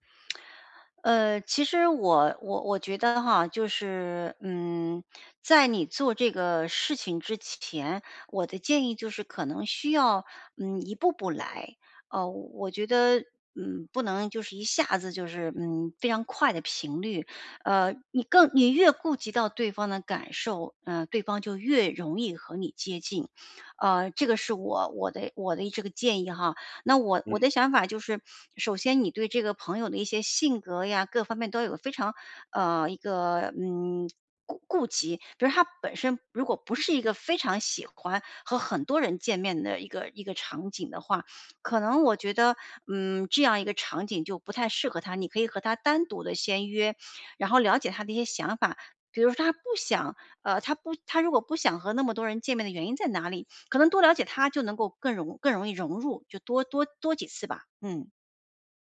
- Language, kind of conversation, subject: Chinese, advice, 如何开始把普通熟人发展成亲密朋友？
- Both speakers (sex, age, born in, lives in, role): female, 50-54, China, United States, advisor; male, 40-44, China, United States, user
- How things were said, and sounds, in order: lip smack